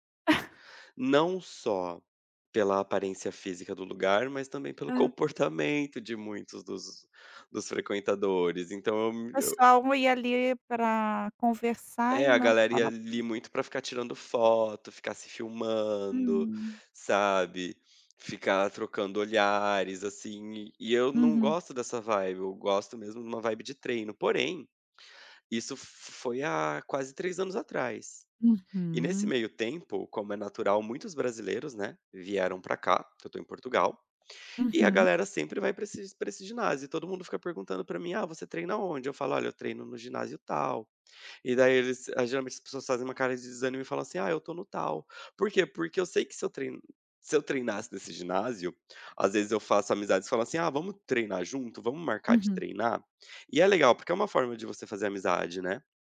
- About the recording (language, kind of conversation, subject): Portuguese, advice, Como posso lidar com a falta de um parceiro ou grupo de treino, a sensação de solidão e a dificuldade de me manter responsável?
- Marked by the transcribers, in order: chuckle; unintelligible speech